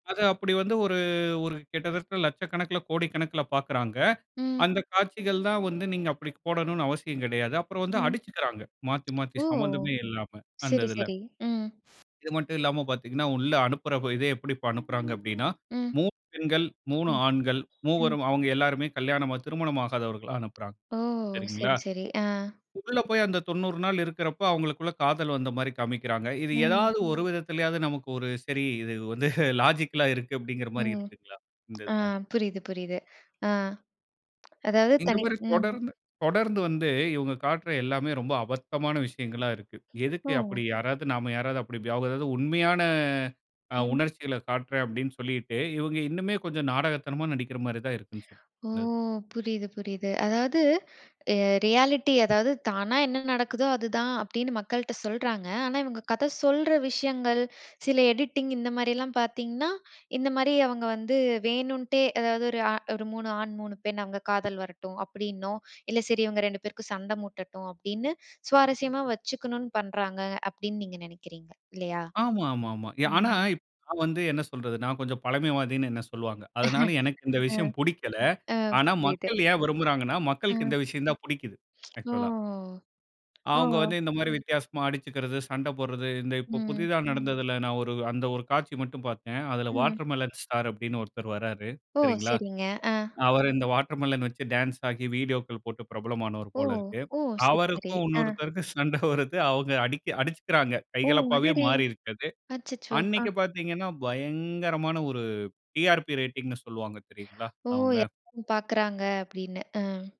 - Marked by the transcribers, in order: lip smack; chuckle; unintelligible speech; in English: "ரியாலிட்டி"; laugh; other noise; in English: "ஆக்சுவலா"; in English: "வாட்டர்மெலன் ஸ்டார்"; in English: "வாட்டர்மெலன்"; chuckle; in English: "டிஆர்பி ரேட்டிங்ன்னு"
- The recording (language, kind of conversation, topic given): Tamil, podcast, ரியாலிட்டி நிகழ்ச்சிகளை மக்கள் ஏன் இவ்வளவு ரசிக்கிறார்கள் என்று நீங்கள் நினைக்கிறீர்கள்?